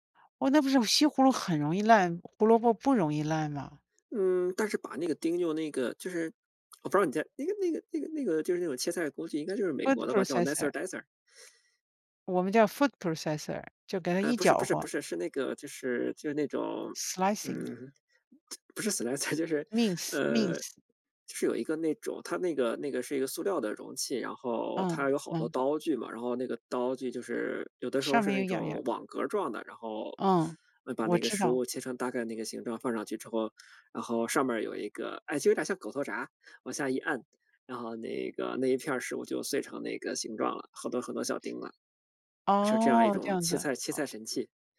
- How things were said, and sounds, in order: other background noise; in English: "nicer dicer"; in English: "Food processor"; in English: "food processor"; in English: "Slicing"; lip smack; in English: "slicer"; in English: "Mince，mince"; chuckle
- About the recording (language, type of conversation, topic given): Chinese, unstructured, 你最喜欢的家常菜是什么？